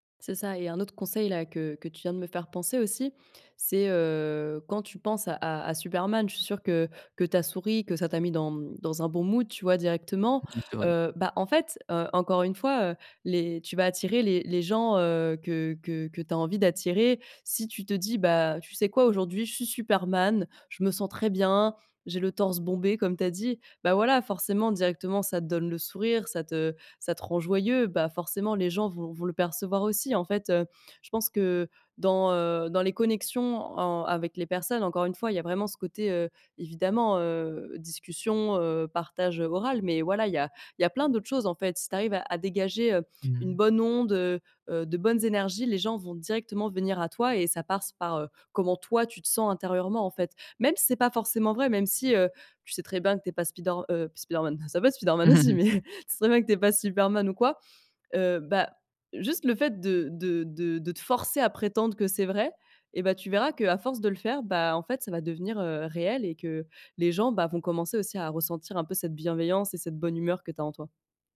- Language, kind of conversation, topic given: French, advice, Comment surmonter ma timidité pour me faire des amis ?
- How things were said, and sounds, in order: drawn out: "heu"; put-on voice: "mood"; other background noise; "passe" said as "parse"; "bien" said as "ben"; chuckle